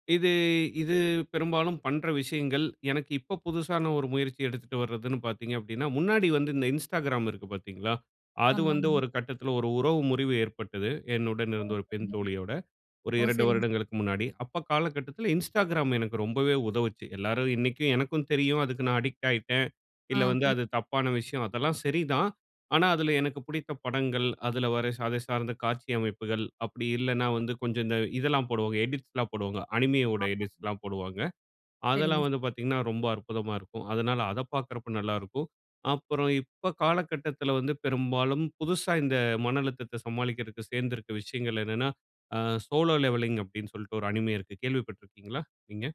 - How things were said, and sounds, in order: in English: "அடிக்ட்"; "அதை" said as "சதை"; in English: "எடிட்ஸ்லாம்"; in English: "அனிமே"; in English: "எடிட்ஸ்லாம்"; in English: "அனிமே"
- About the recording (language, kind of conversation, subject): Tamil, podcast, மனஅழுத்தம் வந்தால் நீங்கள் முதலில் என்ன செய்கிறீர்கள்?